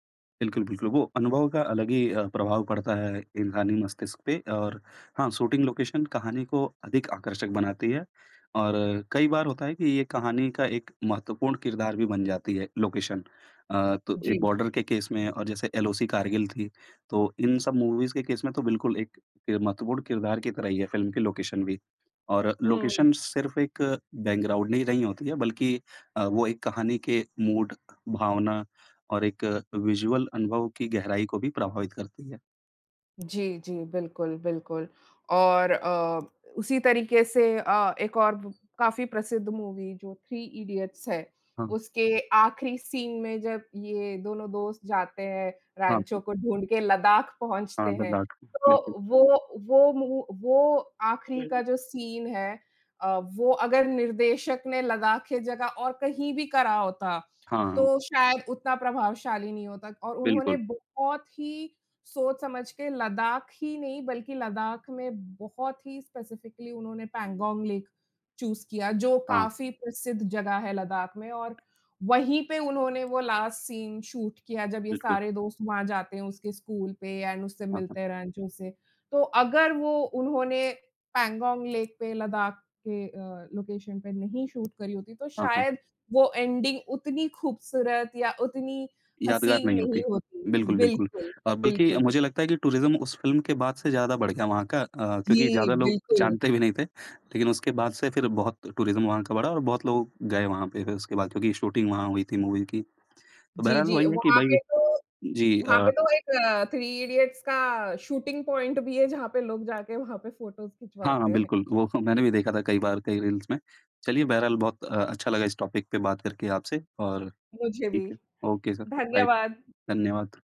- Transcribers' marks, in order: in English: "शूटिंग लोकेशन"; in English: "लोकेशन"; in English: "केस"; in English: "मूवीज़"; in English: "केस"; in English: "लोकेशन"; in English: "लोकेशन"; in English: "बैकग्राउंड"; in English: "मूड"; in English: "विज़ुअल"; in English: "मूवी"; in English: "सीन"; in English: "सीन"; in English: "स्पेसिफिक्ली"; in English: "लेक चूज़"; in English: "लास्ट सीन"; in English: "एंड"; in English: "लेक"; in English: "लोकेशन"; in English: "एंडिंग"; in English: "टुरिज़म"; laughing while speaking: "भी नहीं"; in English: "टुरिज़म"; in English: "मूवी"; in English: "शूटिंग पॉइंट"; in English: "फ़ोटोज़"; laughing while speaking: "वो"; in English: "टॉपिक"; in English: "ओके"; in English: "बाय"
- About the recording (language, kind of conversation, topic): Hindi, unstructured, क्या आपको लगता है कि फिल्म की शूटिंग की जगह कहानी को अधिक आकर्षक बनाती है?